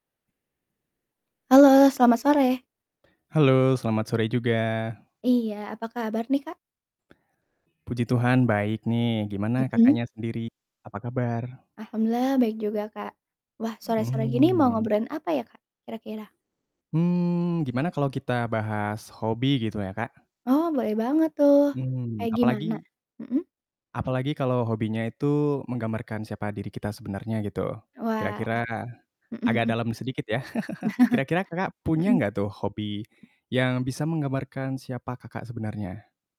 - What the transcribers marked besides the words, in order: tapping; chuckle; other background noise
- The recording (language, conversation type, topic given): Indonesian, unstructured, Hobi apa yang paling mencerminkan dirimu yang sebenarnya?